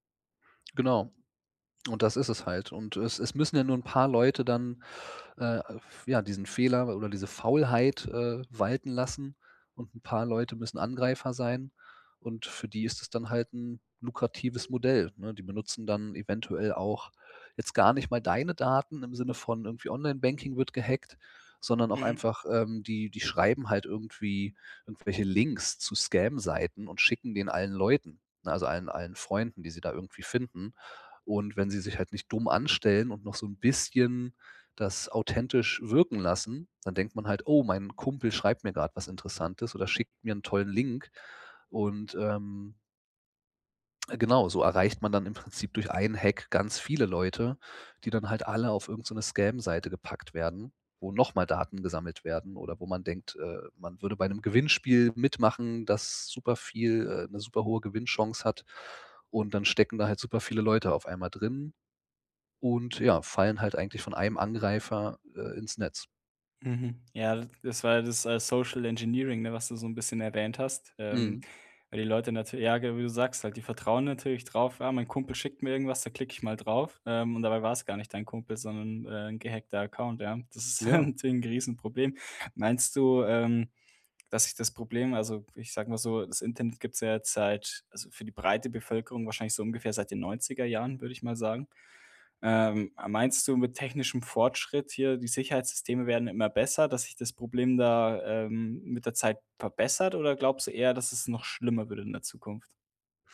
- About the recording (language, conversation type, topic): German, podcast, Wie schützt du deine privaten Daten online?
- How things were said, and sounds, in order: other background noise; in English: "Scam"; in English: "Scam"; in English: "Social-Engineering"; laughing while speaking: "halt"